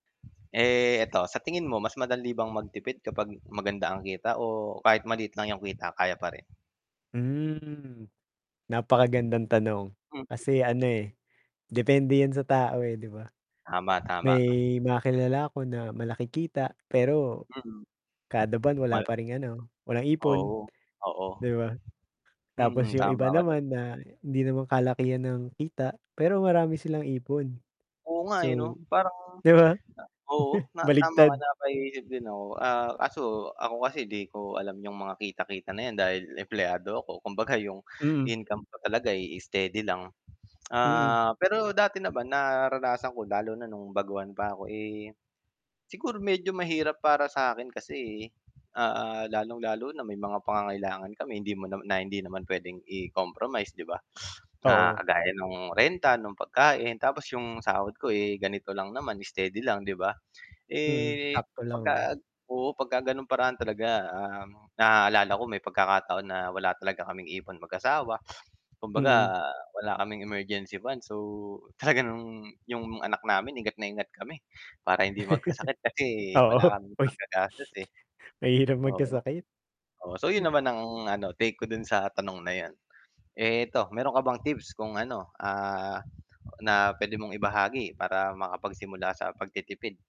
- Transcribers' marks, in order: static; wind; tapping; lip smack; other background noise; chuckle; laughing while speaking: "kumbaga"; lip smack; laughing while speaking: "talaga nung"; chuckle; other noise
- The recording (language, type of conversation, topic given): Filipino, unstructured, Ano ang simpleng paraan na ginagawa mo para makatipid buwan-buwan?